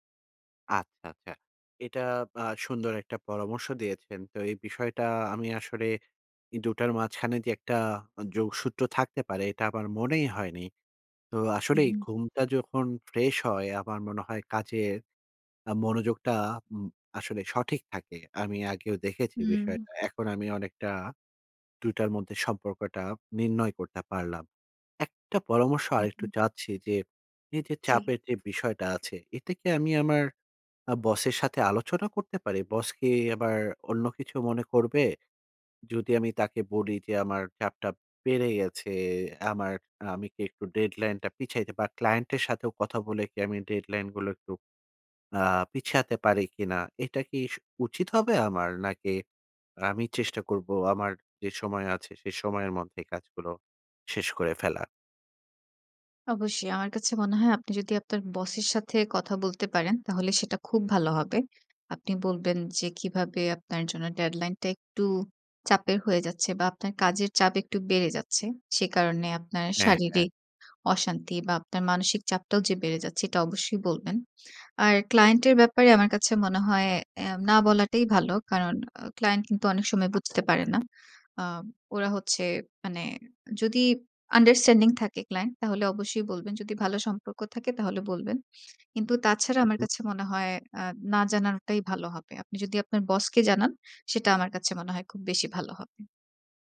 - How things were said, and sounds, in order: tapping; in English: "আন্ডারস্ট্যান্ডিং"
- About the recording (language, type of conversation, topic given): Bengali, advice, ডেডলাইনের চাপের কারণে আপনার কাজ কি আটকে যায়?